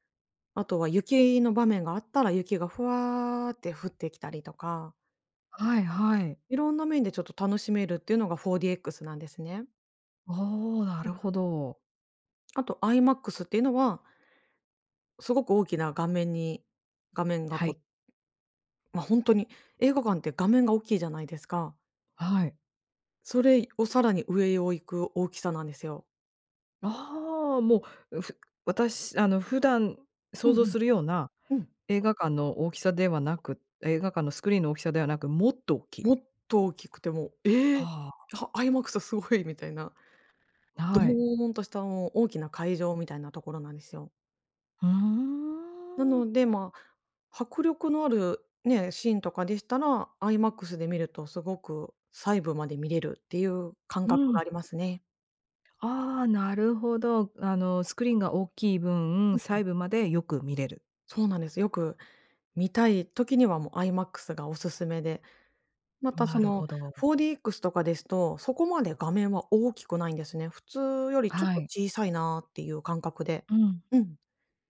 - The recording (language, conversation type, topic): Japanese, podcast, 配信の普及で映画館での鑑賞体験はどう変わったと思いますか？
- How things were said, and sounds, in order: none